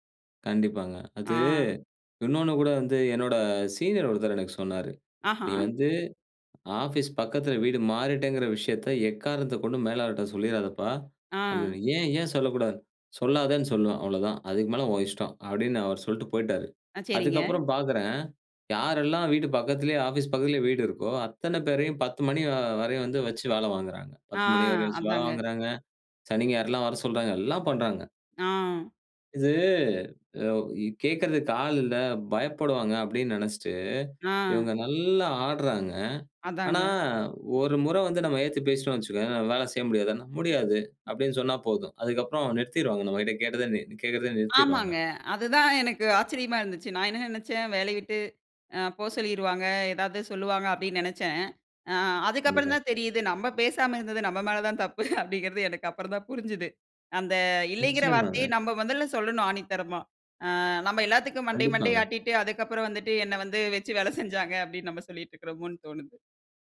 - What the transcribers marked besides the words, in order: other background noise; laughing while speaking: "அதுதான் எனக்கு ஆச்சரியமா இருந்துச்சு. நான் என்ன நினைச்சேன்"; laughing while speaking: "நம்ம பேசாம இருந்தது நம்ம மேல தான்தப்பு அப்பிடிங்கிறது எனக்கு அப்புறம் தான் புரிஞ்சுது"; laughing while speaking: "வச்சு வேலை செஞ்சாங்க அப்படின்னு நம்ம சொல்லிட்டு இருக்கறோமோன்னு தோணுது"
- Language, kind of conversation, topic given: Tamil, podcast, ‘இல்லை’ சொல்ல சிரமமா? அதை எப்படி கற்றுக் கொண்டாய்?